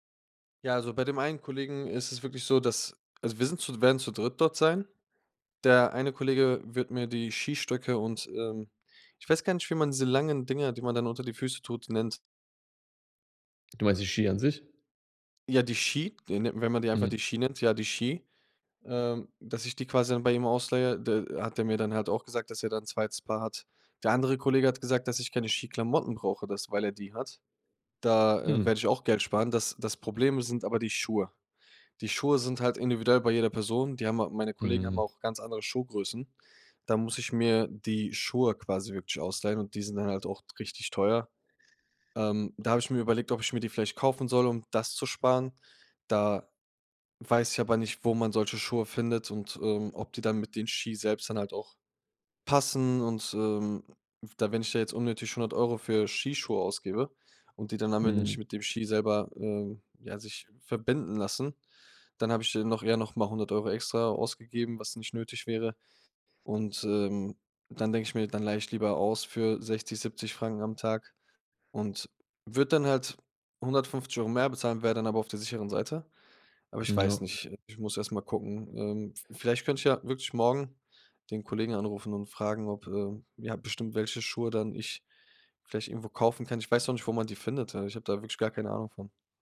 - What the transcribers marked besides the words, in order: none
- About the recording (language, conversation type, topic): German, advice, Wie kann ich trotz begrenztem Budget und wenig Zeit meinen Urlaub genießen?